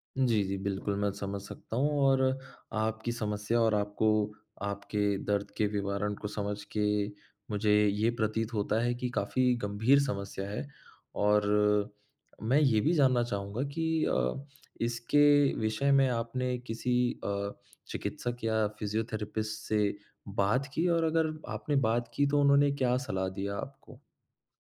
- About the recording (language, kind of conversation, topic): Hindi, advice, पुरानी चोट के बाद फिर से व्यायाम शुरू करने में डर क्यों लगता है और इसे कैसे दूर करें?
- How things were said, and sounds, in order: in English: "फ़िजियोथेरेपिस्ट"